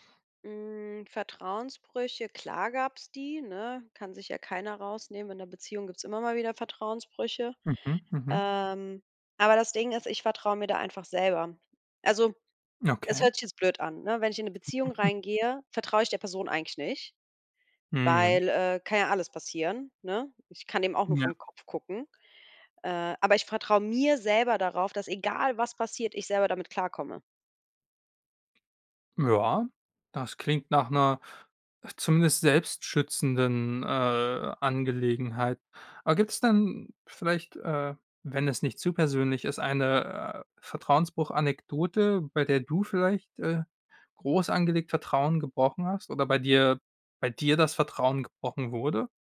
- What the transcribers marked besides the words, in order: drawn out: "Hm"; chuckle; stressed: "du"
- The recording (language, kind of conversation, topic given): German, podcast, Was hilft dir, nach einem Fehltritt wieder klarzukommen?